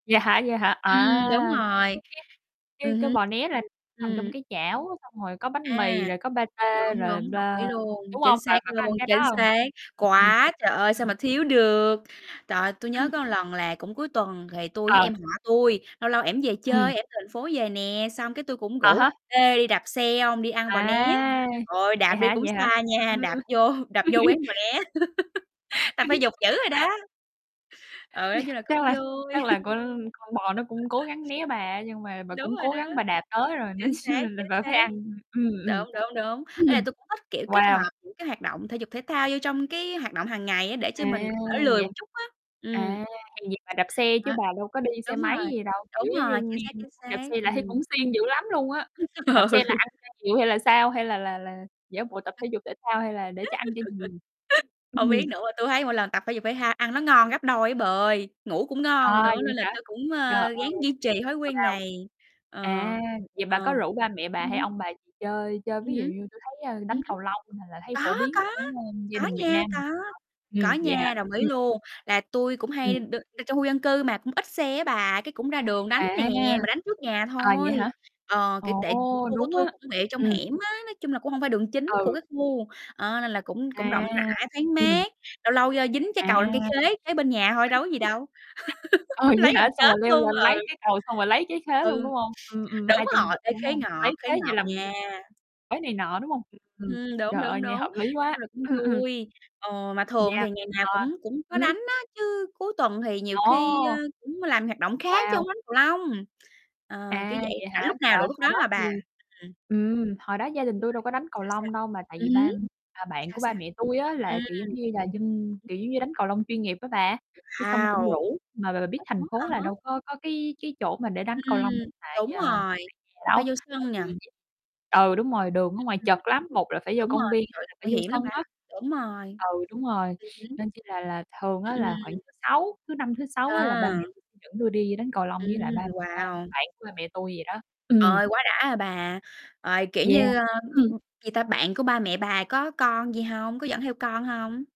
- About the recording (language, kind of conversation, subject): Vietnamese, unstructured, Gia đình bạn thường làm gì vào cuối tuần?
- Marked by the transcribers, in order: other background noise; distorted speech; tapping; "Có" said as "cóa"; laugh; laughing while speaking: "vô"; laugh; laughing while speaking: "Yeah, chắc là"; laugh; laughing while speaking: "chi là"; laugh; laughing while speaking: "Ừ"; other noise; laugh; laugh; laughing while speaking: "ờ"; laugh; unintelligible speech; unintelligible speech